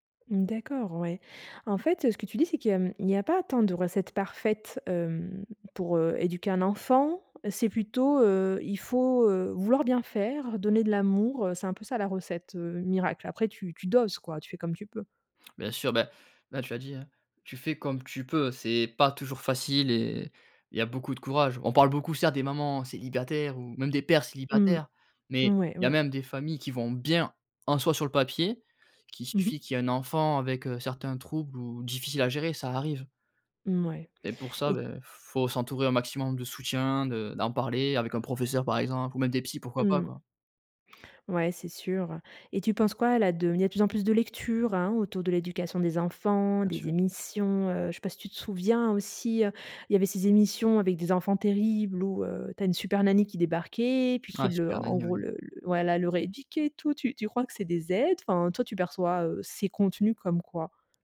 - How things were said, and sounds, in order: stressed: "bien"
- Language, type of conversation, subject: French, podcast, Comment la notion d’autorité parentale a-t-elle évolué ?